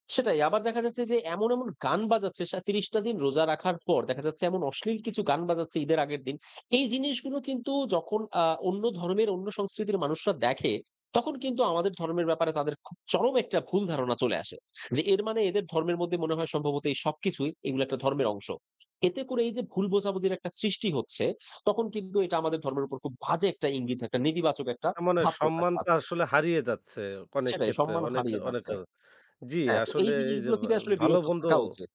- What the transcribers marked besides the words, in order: other background noise
- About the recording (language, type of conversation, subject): Bengali, podcast, আপনি কীভাবে ভালো প্রতিবেশী হতে পারেন?